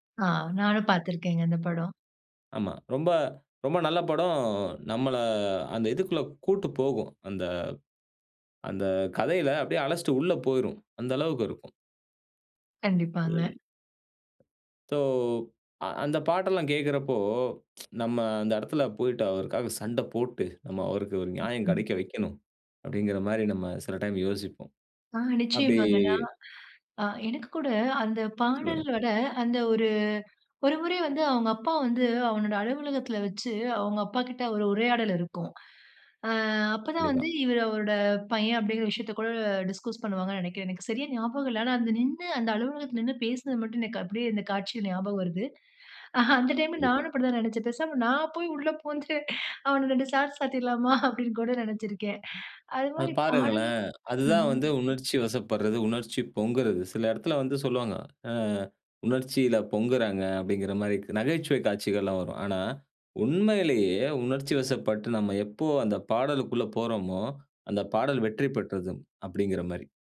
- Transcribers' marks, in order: other noise; unintelligible speech; other background noise; tsk; in English: "டிஸ்கஸ்"; laughing while speaking: "அ அந்த டைம்ல நானும் அப்பிடிதான் … அப்பிடின்னு கூட நினைச்சிருக்கேன்"
- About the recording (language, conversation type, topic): Tamil, podcast, உங்கள் சுயத்தைச் சொல்லும் பாடல் எது?